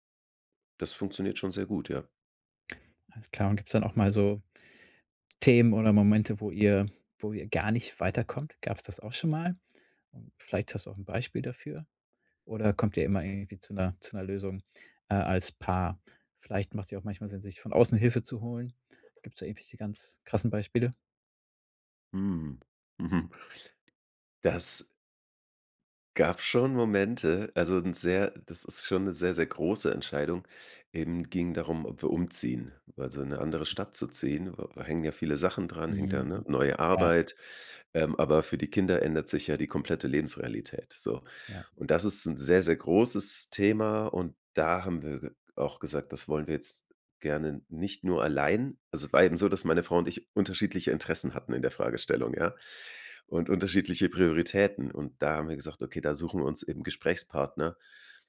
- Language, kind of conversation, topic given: German, podcast, Wie könnt ihr als Paar Erziehungsfragen besprechen, ohne dass es zum Streit kommt?
- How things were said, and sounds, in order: none